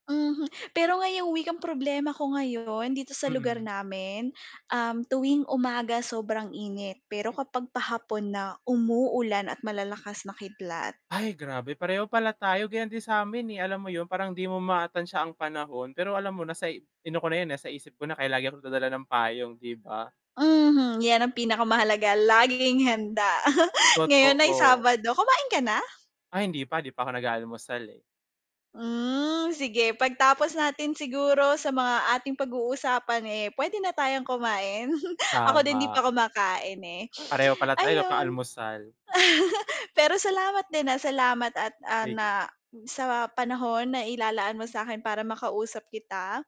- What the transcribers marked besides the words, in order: tongue click; mechanical hum; distorted speech; tongue click; other background noise; chuckle; chuckle; sniff; chuckle; static
- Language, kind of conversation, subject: Filipino, unstructured, Ano ang mga simpleng paraan para mapanatiling kalmado ang isip?